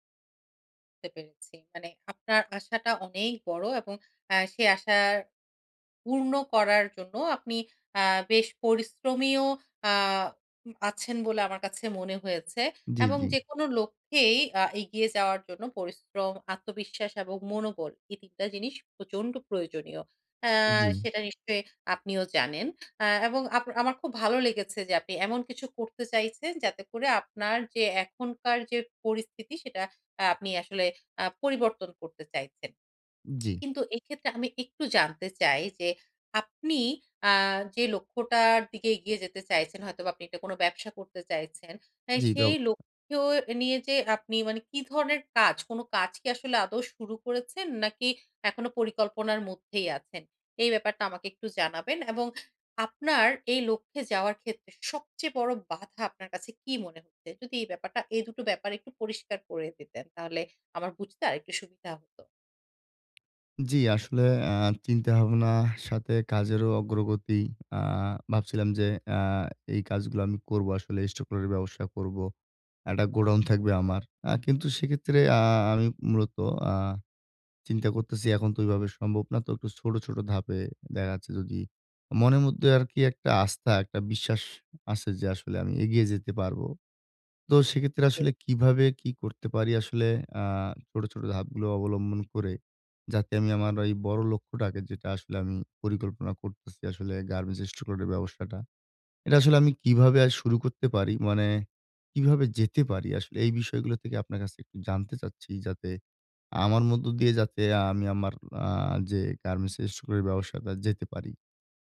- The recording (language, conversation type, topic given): Bengali, advice, আমি কীভাবে বড় লক্ষ্যকে ছোট ছোট ধাপে ভাগ করে ধাপে ধাপে এগিয়ে যেতে পারি?
- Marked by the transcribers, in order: lip smack; tapping; in English: "stock lot"; unintelligible speech; in English: "stock lot"; in English: "stock lot"